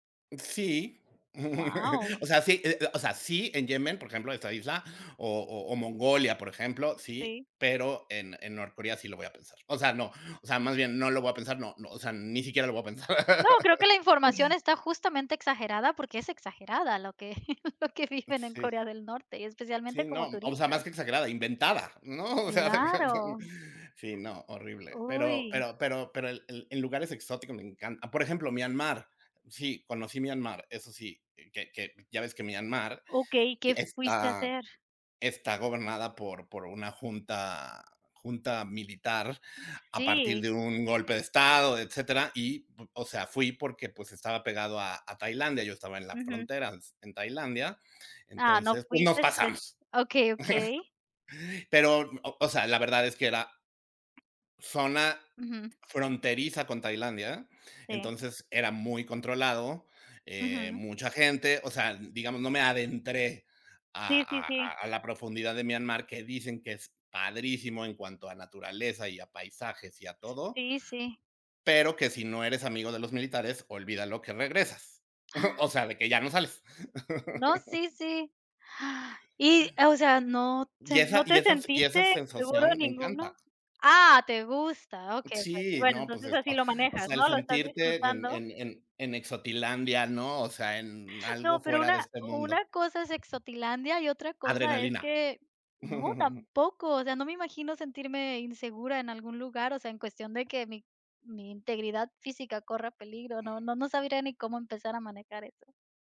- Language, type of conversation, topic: Spanish, unstructured, ¿Viajarías a un lugar con fama de ser inseguro?
- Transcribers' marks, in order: chuckle; laugh; laugh; laugh; other background noise; chuckle; laugh; chuckle